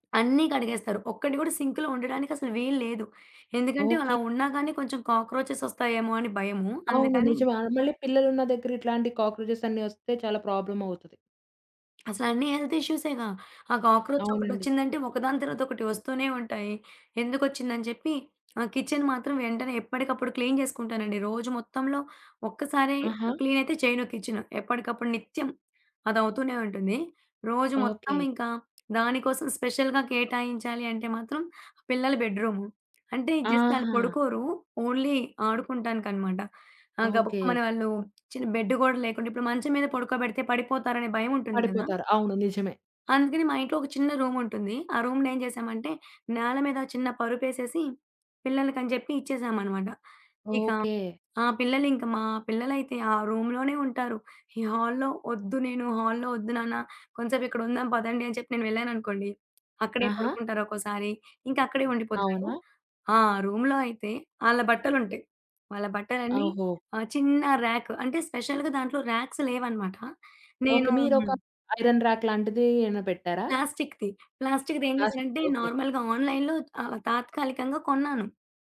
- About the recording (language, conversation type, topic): Telugu, podcast, 10 నిమిషాల్లో రోజూ ఇల్లు సర్దేసేందుకు మీ చిట్కా ఏమిటి?
- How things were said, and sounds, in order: tapping; in English: "కాక్రోచెస్"; other background noise; in English: "కాక్‌రోచ్"; in English: "కిచెన్"; in English: "క్లీన్"; in English: "క్లీన్"; in English: "స్పెషల్‌గా"; in English: "జస్ట్"; in English: "ఓన్లీ"; in English: "బెడ్"; in English: "రూమ్‌లోనే"; in English: "హాల్‌లో"; in English: "హాల్‌లో"; in English: "రూమ్‌లో"; in English: "ర్యాక్"; in English: "స్పెషల్‌గా"; in English: "ర్యాక్స్"; in English: "ఐరన్ ర్యాక్"; in English: "నార్మల్‌గా ఆన్‌లైన్‌లో"